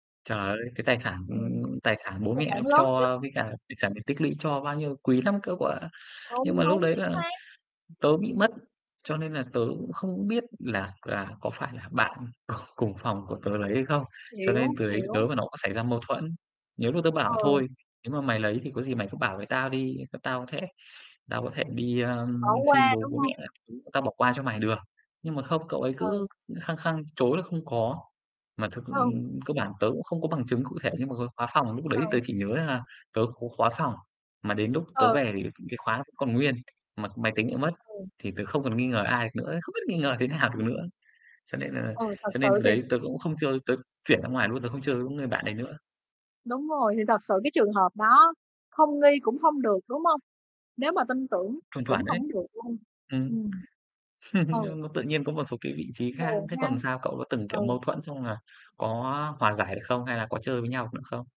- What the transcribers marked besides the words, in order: tapping; distorted speech; laughing while speaking: "cùng"; other background noise; laughing while speaking: "thế"; chuckle; unintelligible speech
- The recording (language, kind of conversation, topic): Vietnamese, unstructured, Bạn thường làm gì khi xảy ra mâu thuẫn với bạn bè?